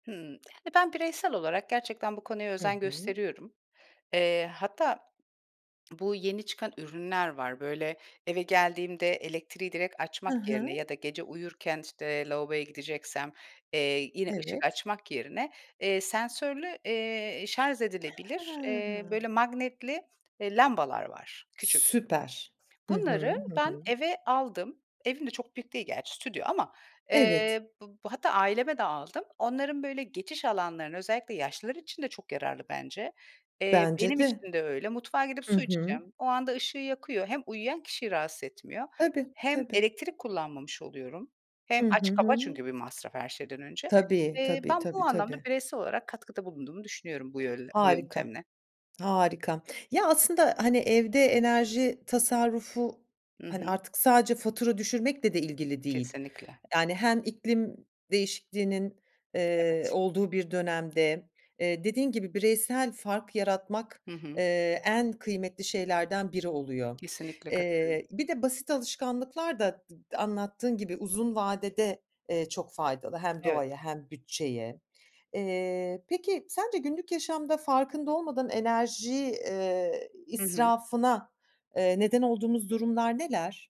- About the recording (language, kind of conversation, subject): Turkish, podcast, Evde enerji tasarrufu yapmak için en etkili ve en basit yöntemler nelerdir?
- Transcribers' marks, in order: gasp; exhale; other background noise; tapping